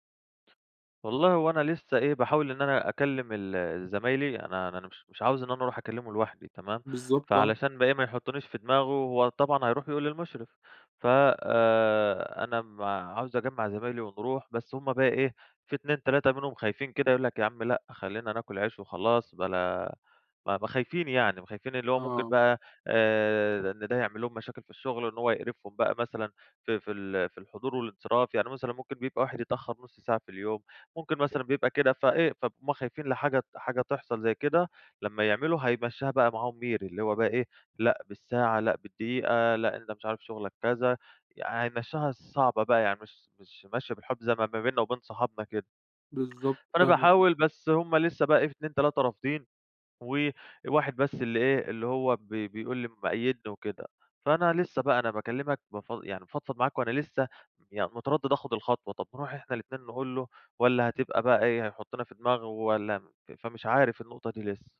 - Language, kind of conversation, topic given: Arabic, advice, إزاي أواجه زميل في الشغل بياخد فضل أفكاري وأفتح معاه الموضوع؟
- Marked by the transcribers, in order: other background noise; unintelligible speech